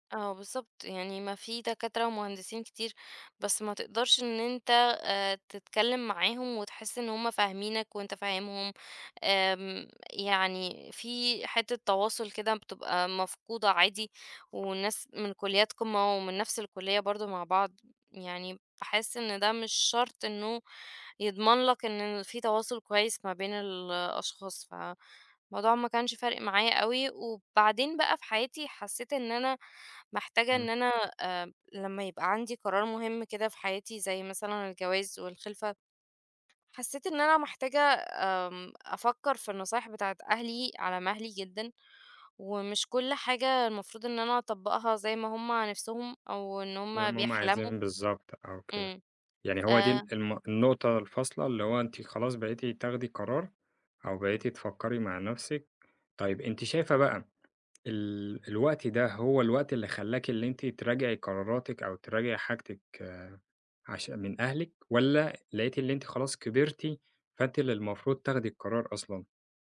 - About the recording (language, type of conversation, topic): Arabic, podcast, إزاي نلاقي توازن بين رغباتنا وتوقعات العيلة؟
- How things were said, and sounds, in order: none